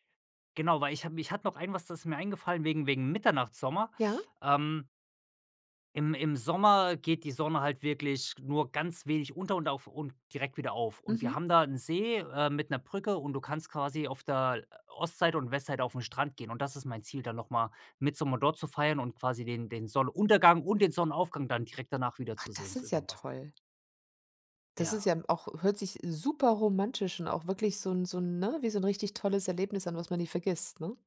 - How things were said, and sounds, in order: none
- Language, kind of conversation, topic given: German, podcast, Kannst du von einer Tradition in deiner Familie erzählen, die dir viel bedeutet?